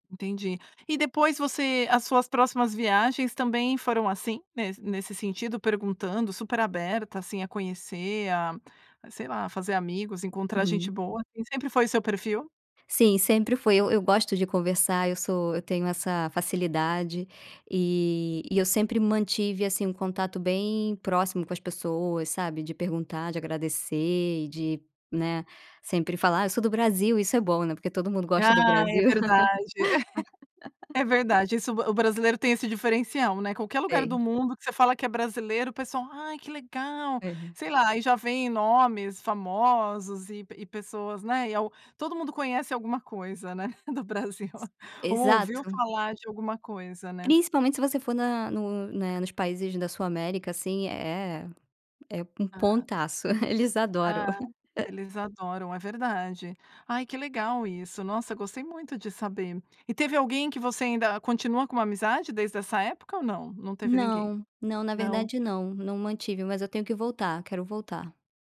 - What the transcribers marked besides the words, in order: laugh; laughing while speaking: "né, do Brasil"; giggle
- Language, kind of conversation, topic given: Portuguese, podcast, Você pode contar sobre um destino onde sentiu hospitalidade genuína?